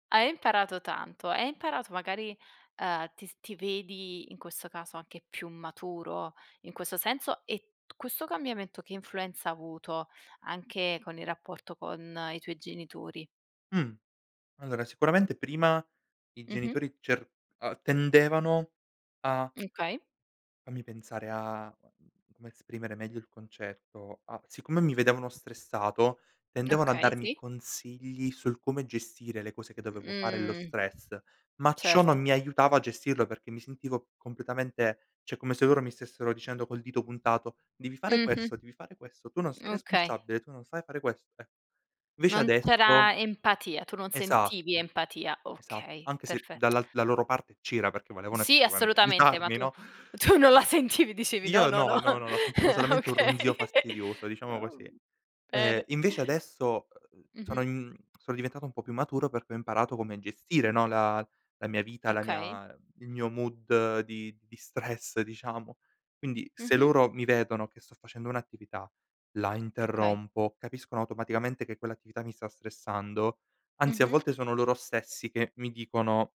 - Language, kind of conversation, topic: Italian, podcast, Quali segnali il tuo corpo ti manda quando sei stressato?
- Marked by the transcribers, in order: tapping; "okay" said as "chei"; laughing while speaking: "aiutarmi"; laughing while speaking: "tu non la sentivi. Dicevi No, no, no. Okay"; in English: "mood"